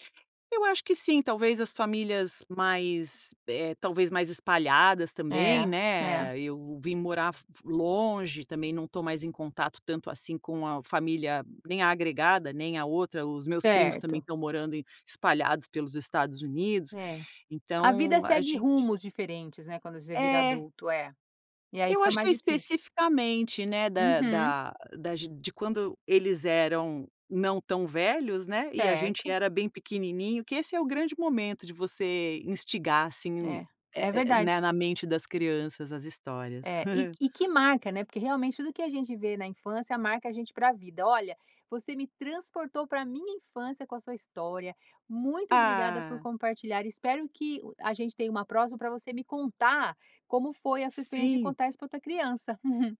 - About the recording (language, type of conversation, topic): Portuguese, podcast, Você se lembra de alguma história que seus avós sempre contavam?
- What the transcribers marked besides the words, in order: chuckle; chuckle